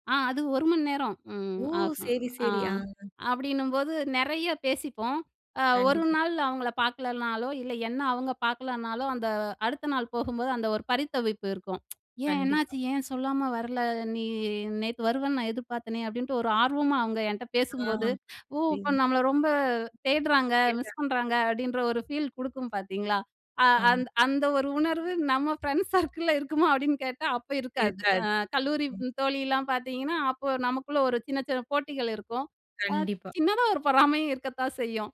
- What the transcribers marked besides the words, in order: drawn out: "நீ"; in English: "ஃபீல்"; laughing while speaking: "நம்ம ஃப்ரெண்ட்ஸ் சர்க்கிள்ல இருக்குமா அப்படின்னு கேட்டா"; in English: "ஃப்ரெண்ட்ஸ் சர்க்கிள்ல"
- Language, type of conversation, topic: Tamil, podcast, வழியில் ஒருவருடன் ஏற்பட்ட திடீர் நட்பு எப்படி தொடங்கியது?